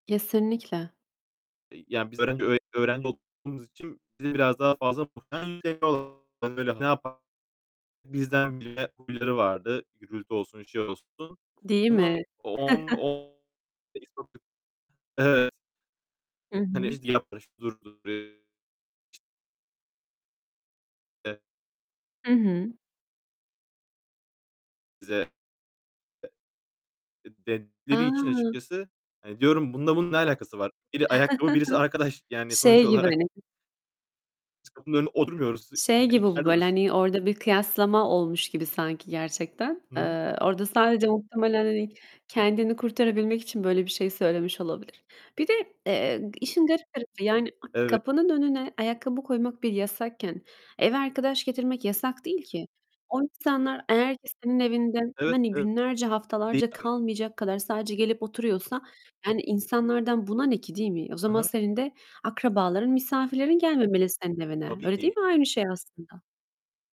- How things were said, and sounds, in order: other noise; distorted speech; unintelligible speech; unintelligible speech; chuckle; unintelligible speech; unintelligible speech; unintelligible speech; other background noise; unintelligible speech; chuckle; unintelligible speech; unintelligible speech
- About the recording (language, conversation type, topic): Turkish, unstructured, Sizce iyi bir komşu nasıl olmalı?